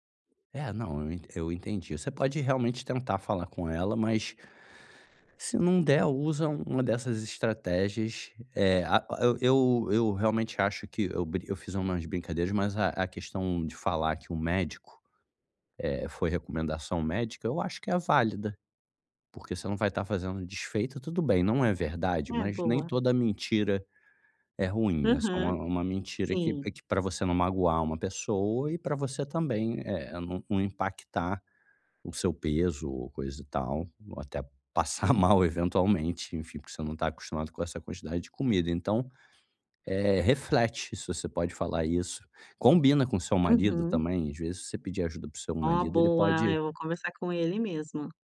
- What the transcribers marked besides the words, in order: tapping; laughing while speaking: "passar mal"
- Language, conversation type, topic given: Portuguese, advice, Como posso lidar com a pressão social para comer mais durante refeições em grupo?